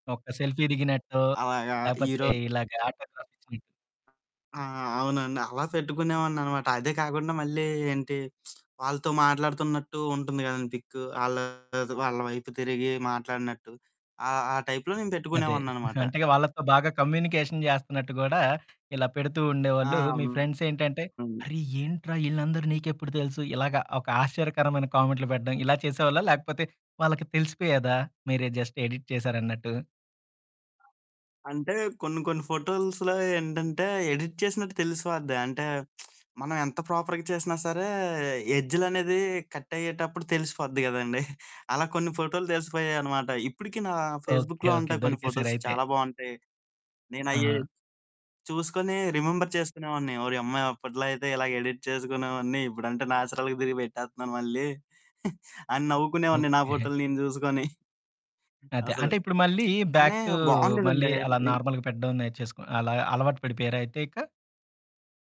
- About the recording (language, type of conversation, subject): Telugu, podcast, మీ పని ఆన్‌లైన్‌లో పోస్ట్ చేసే ముందు మీకు ఎలాంటి అనుభూతి కలుగుతుంది?
- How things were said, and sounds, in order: in English: "సెల్ఫీ"; other background noise; distorted speech; lip smack; in English: "టైప్‌లో"; giggle; in English: "కమ్యూనికేషన్"; in English: "జస్ట్ ఎడిట్"; in English: "ఎడిట్"; lip smack; in English: "ప్రొపర్‌గా"; drawn out: "సరే"; giggle; in English: "ఫేస్‌బుక్‌లో"; in English: "ఫోటోస్"; in English: "రిమెంబర్"; in English: "ఎడిట్"; in English: "నాచురల్‌గా"; giggle; giggle; in English: "బ్యాక్ టూ"; lip smack; in English: "నార్మల్‌గా"